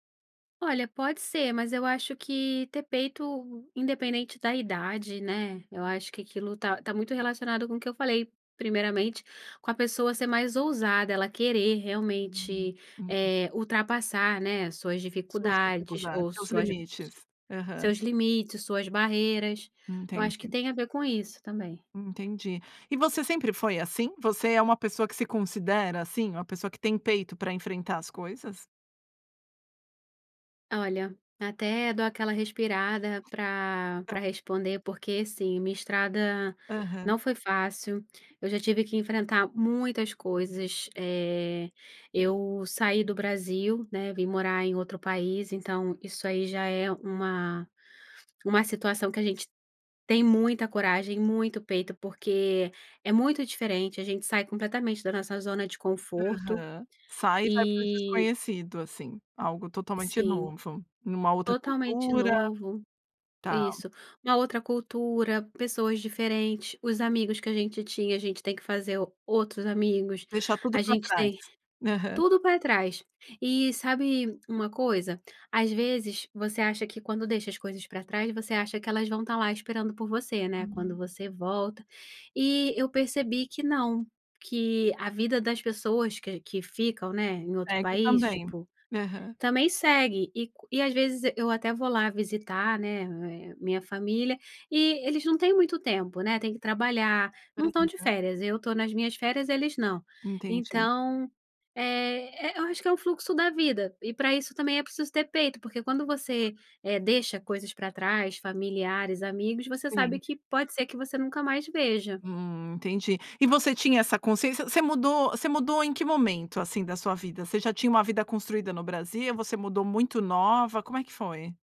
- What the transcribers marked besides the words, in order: unintelligible speech; tapping; other background noise
- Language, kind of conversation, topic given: Portuguese, podcast, O que significa “ter peito” para você?